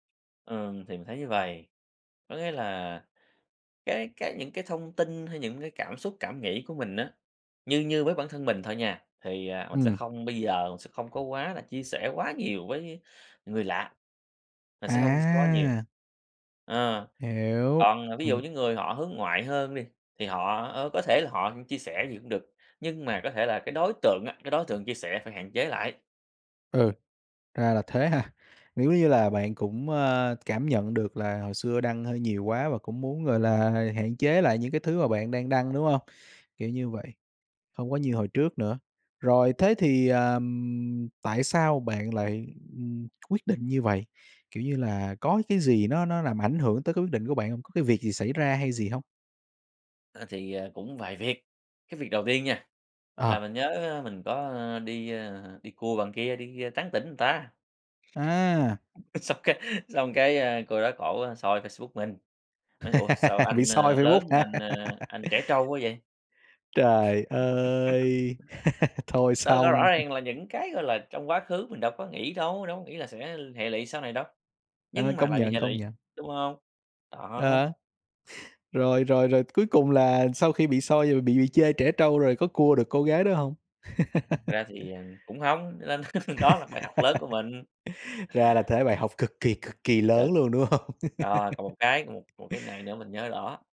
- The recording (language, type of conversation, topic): Vietnamese, podcast, Bạn chọn đăng gì công khai, đăng gì để riêng tư?
- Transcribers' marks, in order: tapping; unintelligible speech; other background noise; other noise; laugh; laughing while speaking: "hả?"; laugh; drawn out: "ơi"; laugh; laugh; laughing while speaking: "đúng hông?"